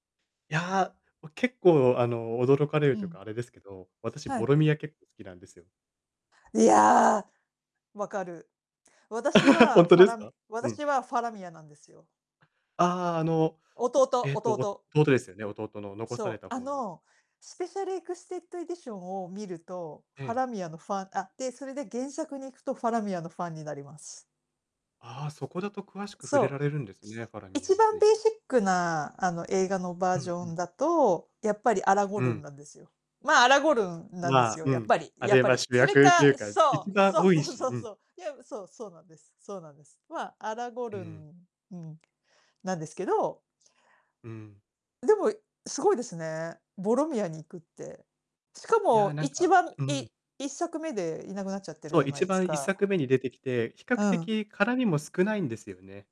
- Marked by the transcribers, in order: laugh; other background noise; in English: "スペシャルエクステッドエディション"
- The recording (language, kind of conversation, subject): Japanese, unstructured, 好きな映画のジャンルについて、どう思いますか？